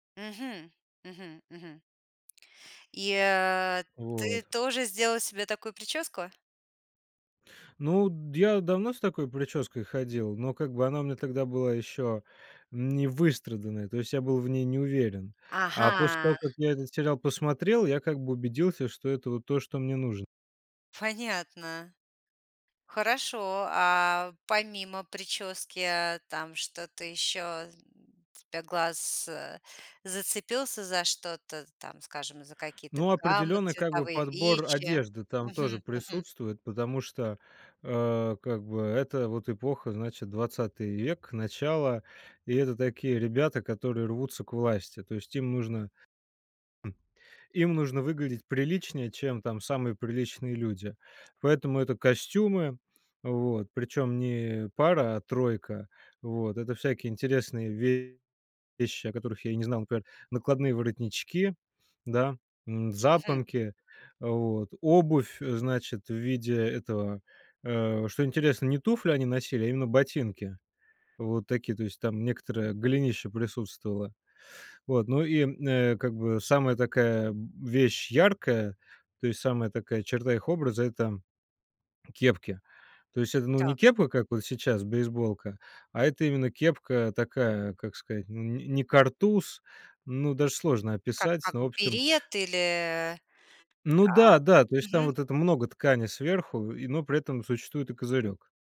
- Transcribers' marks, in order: tapping; drawn out: "Ага"; other noise
- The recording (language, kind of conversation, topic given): Russian, podcast, Какой фильм или сериал изменил твоё чувство стиля?